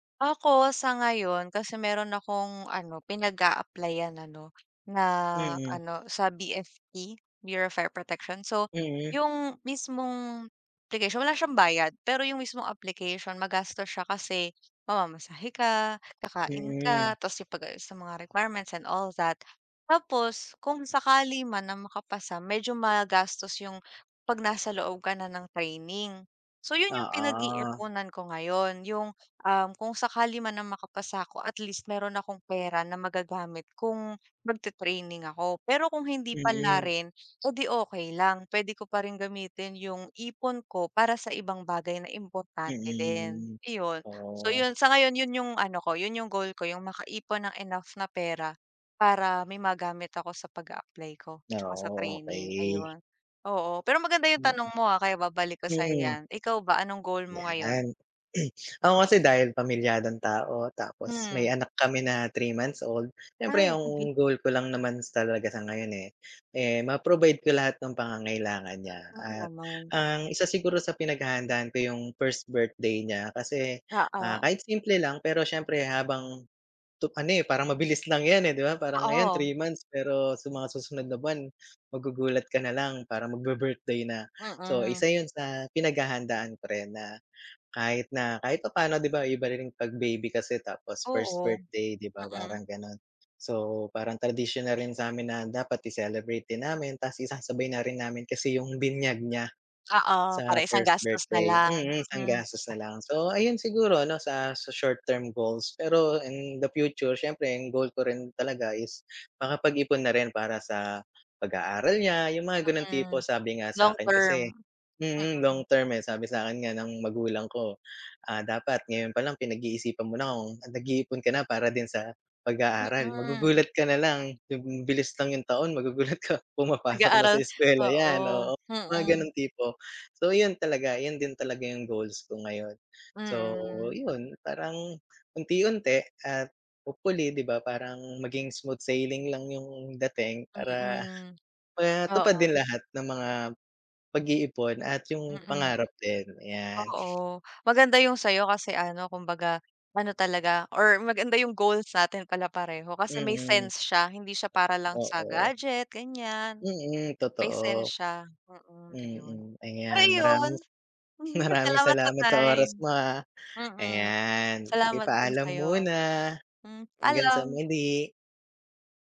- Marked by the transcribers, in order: tapping; other background noise; throat clearing; "talaga" said as "salaga"
- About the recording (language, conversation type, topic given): Filipino, unstructured, Ano ang paborito mong paraan ng pag-iipon?